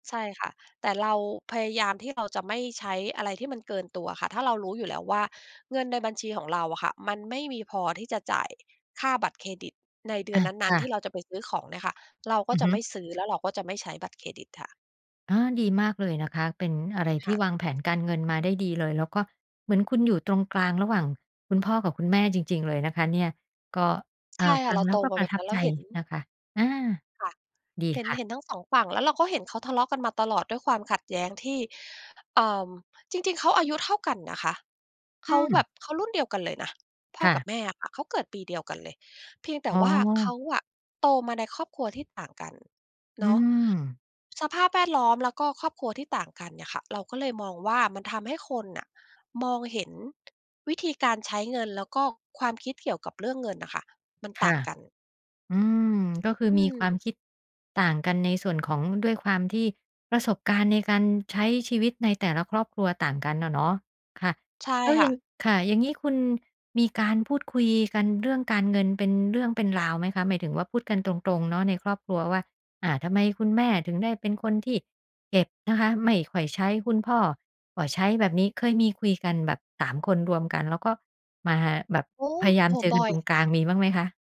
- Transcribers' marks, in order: none
- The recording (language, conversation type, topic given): Thai, podcast, เรื่องเงินทำให้คนต่างรุ่นขัดแย้งกันบ่อยไหม?